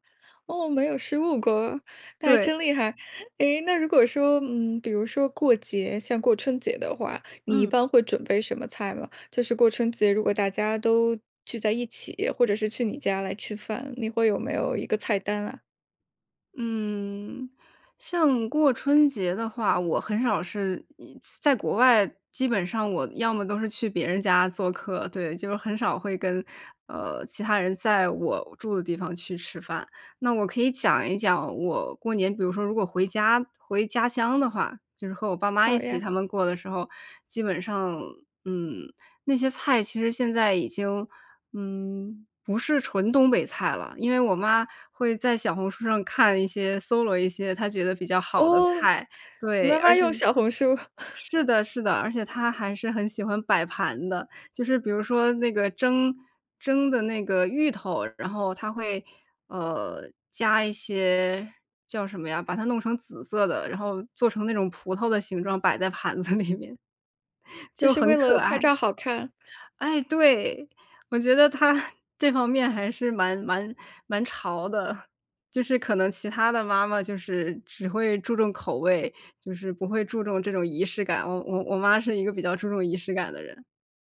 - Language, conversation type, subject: Chinese, podcast, 你能讲讲你最拿手的菜是什么，以及你是怎么做的吗？
- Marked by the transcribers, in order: joyful: "哦，没有失误过，那还真厉害。诶，那如果说"; other background noise; surprised: "哦"; laughing while speaking: "小红书"; laugh; laughing while speaking: "里面。 就很可爱"; laugh